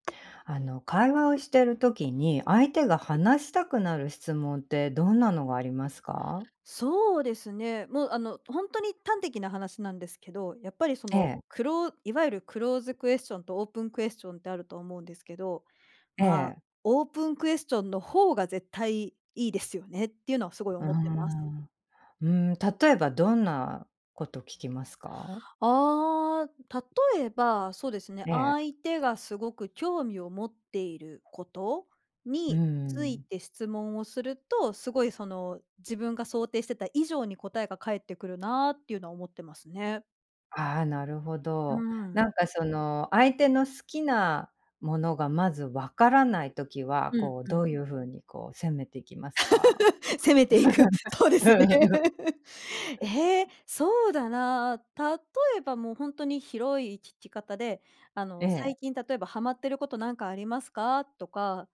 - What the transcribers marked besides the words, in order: laugh; laughing while speaking: "攻めていく。そうですね"; chuckle; laughing while speaking: "うん"
- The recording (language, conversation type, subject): Japanese, podcast, 相手が話したくなる質問とはどんなものですか？